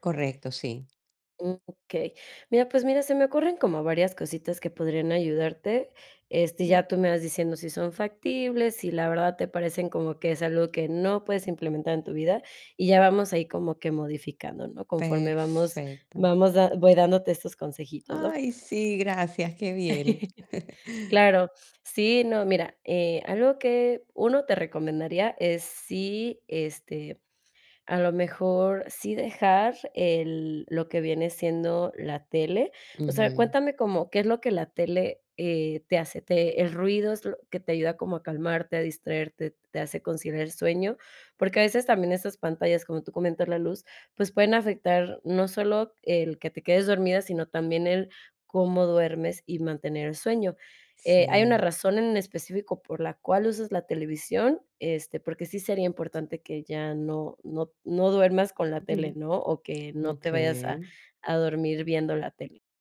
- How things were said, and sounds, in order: distorted speech; tapping; unintelligible speech; static; chuckle
- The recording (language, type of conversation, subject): Spanish, advice, ¿Qué rituales cortos pueden ayudarme a mejorar la calidad del sueño por la noche?